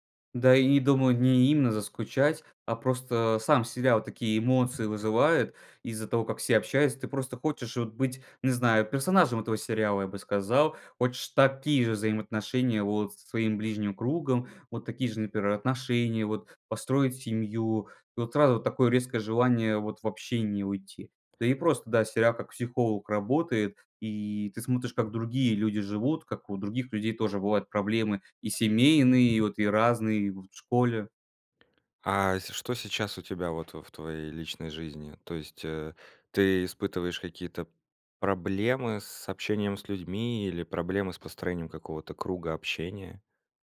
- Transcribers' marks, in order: tapping
- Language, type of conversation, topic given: Russian, podcast, Какой сериал стал для тебя небольшим убежищем?